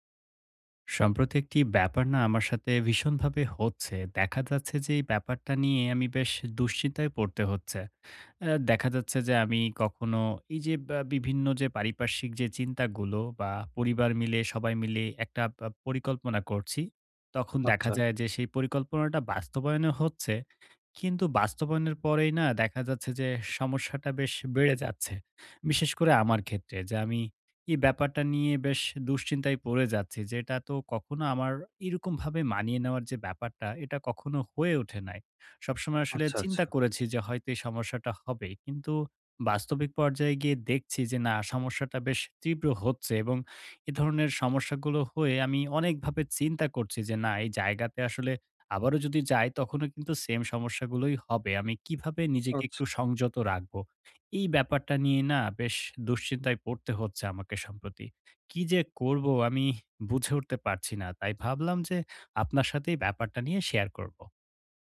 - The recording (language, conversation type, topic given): Bengali, advice, ভ্রমণে আমি কেন এত ক্লান্তি ও মানসিক চাপ অনুভব করি?
- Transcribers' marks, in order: tapping; other background noise